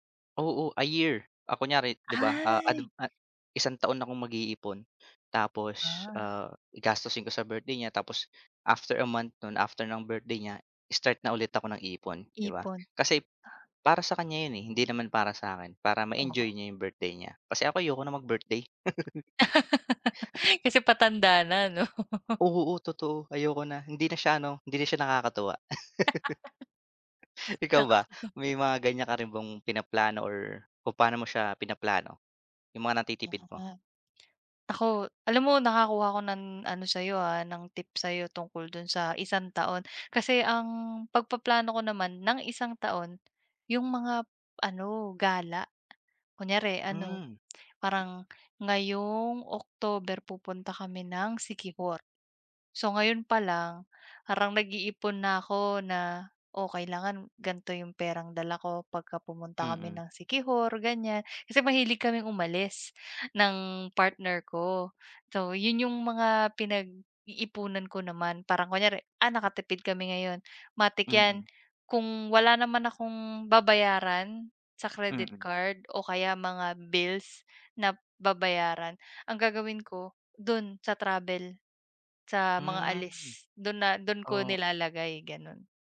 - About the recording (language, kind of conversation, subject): Filipino, unstructured, Ano ang pakiramdam mo kapag malaki ang natitipid mo?
- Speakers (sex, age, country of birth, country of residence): female, 30-34, Philippines, Philippines; male, 25-29, Philippines, Philippines
- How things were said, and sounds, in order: other background noise; tapping; laugh; laughing while speaking: "'no"; laugh